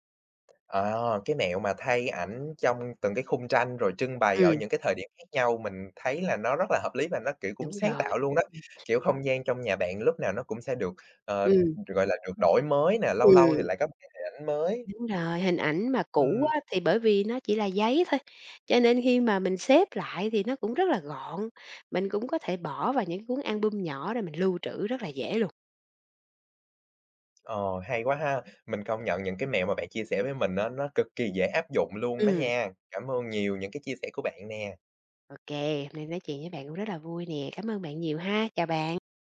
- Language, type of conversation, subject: Vietnamese, podcast, Bạn xử lý đồ kỷ niệm như thế nào khi muốn sống tối giản?
- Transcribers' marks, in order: tapping; other background noise